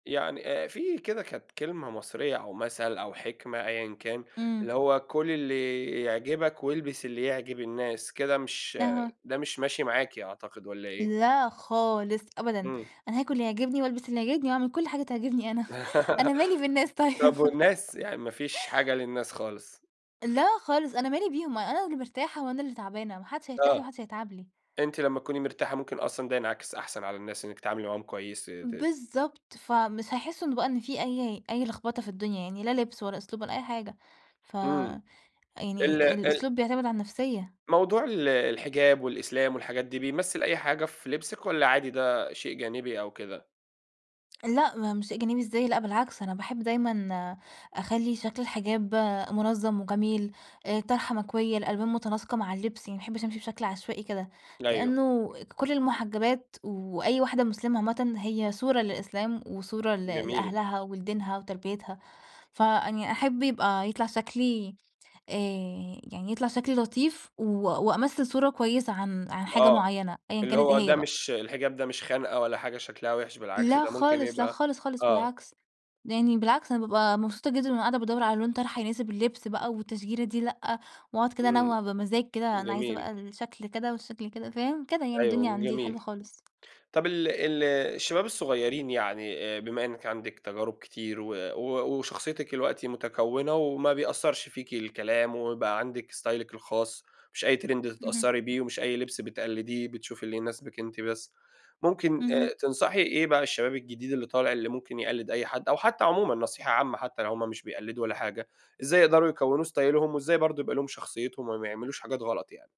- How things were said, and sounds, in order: tapping; laugh; chuckle; laughing while speaking: "طي"; other background noise; in English: "استايلِك"; in English: "Trend"; in English: "استايلهم"
- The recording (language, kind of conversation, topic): Arabic, podcast, إزاي مواقع التواصل بتأثر على مفهومك للأناقة؟